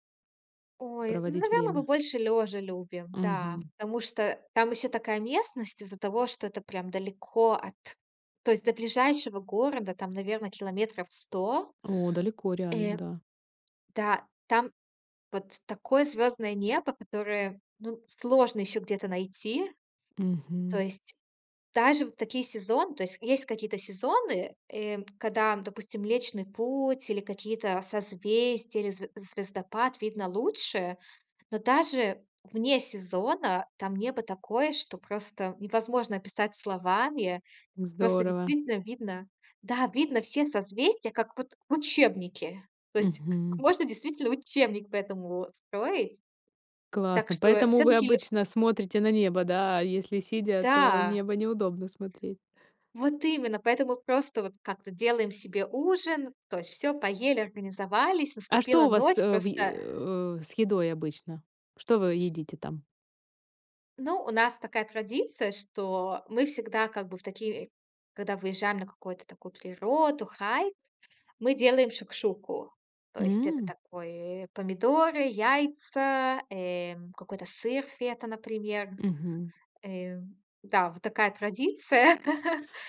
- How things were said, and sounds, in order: other background noise; tapping; laugh
- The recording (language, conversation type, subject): Russian, podcast, Какое твоё любимое место на природе и почему?